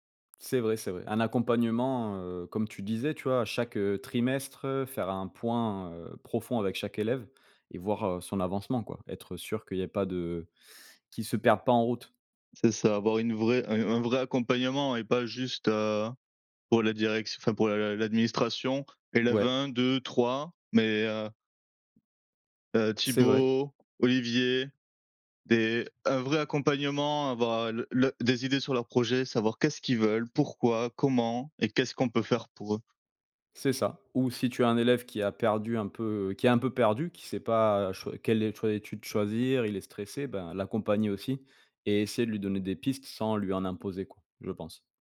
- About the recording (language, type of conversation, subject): French, unstructured, Faut-il donner plus de liberté aux élèves dans leurs choix d’études ?
- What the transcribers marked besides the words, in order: none